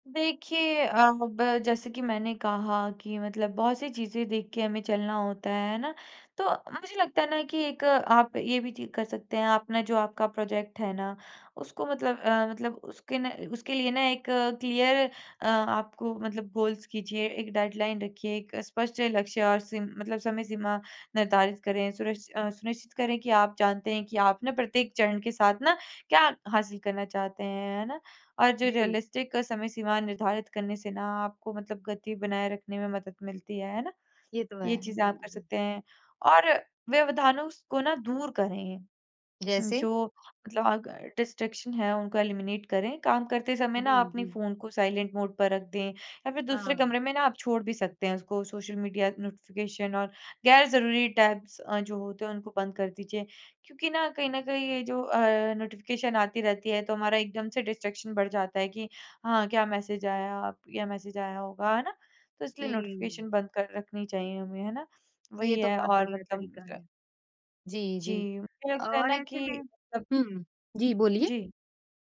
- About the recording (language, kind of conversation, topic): Hindi, podcast, लंबे प्रोजेक्ट में ध्यान बनाए रखने के लिए क्या करें?
- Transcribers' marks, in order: in English: "क्लियर"; in English: "गोल्स"; in English: "डेडलाइन"; in English: "रियलिस्टिक"; in English: "डिस्ट्रैक्शन"; in English: "एलिमिनेट"; in English: "डिस्ट्रैक्शन"